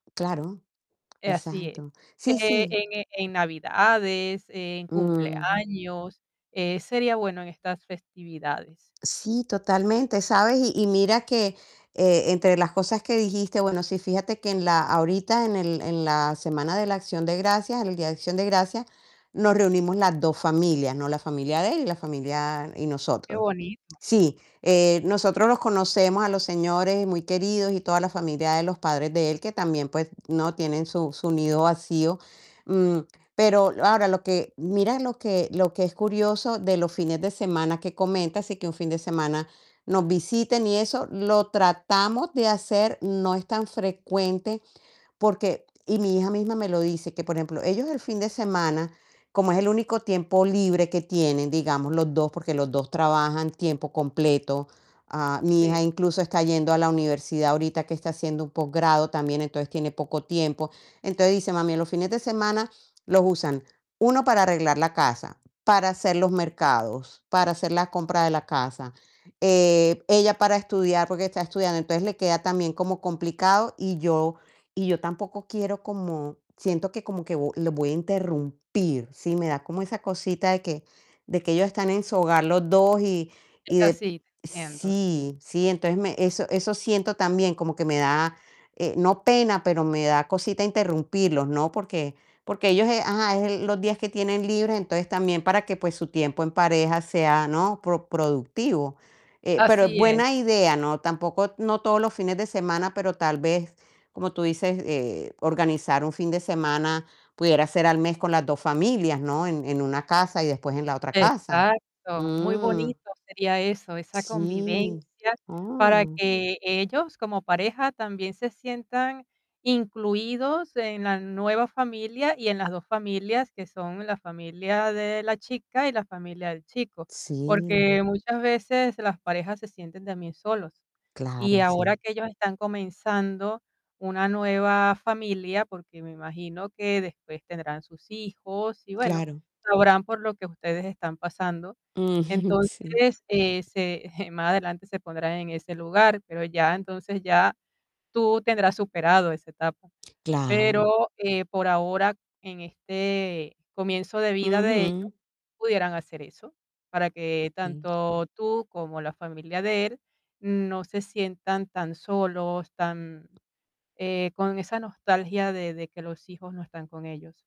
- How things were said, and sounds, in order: distorted speech; other background noise; laughing while speaking: "Mm, sí"; chuckle; tapping
- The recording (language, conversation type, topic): Spanish, advice, ¿Cómo te sientes ahora que tu hijo se ha ido de casa?